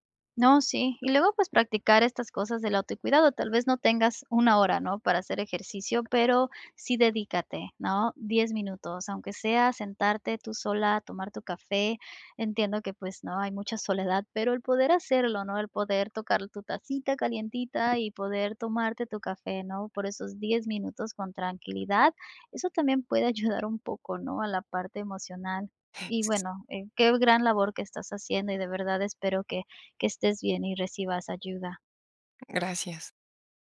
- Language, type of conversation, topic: Spanish, advice, ¿Cómo puedo manejar la soledad y la falta de apoyo emocional mientras me recupero del agotamiento?
- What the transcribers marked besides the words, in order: tapping